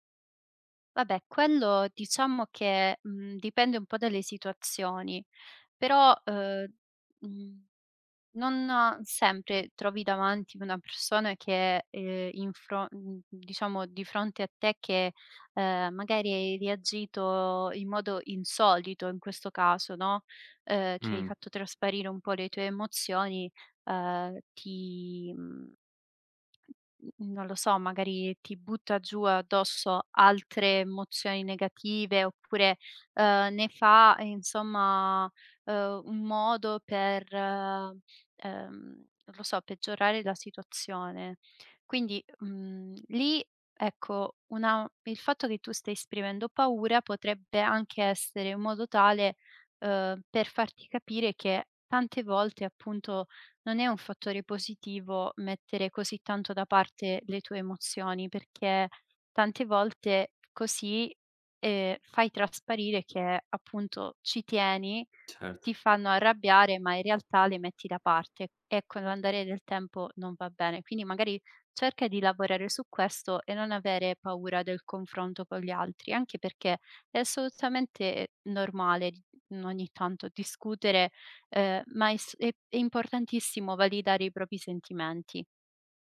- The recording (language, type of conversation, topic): Italian, advice, Come hai vissuto una rottura improvvisa e lo shock emotivo che ne è seguito?
- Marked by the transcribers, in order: other background noise; "propri" said as "propi"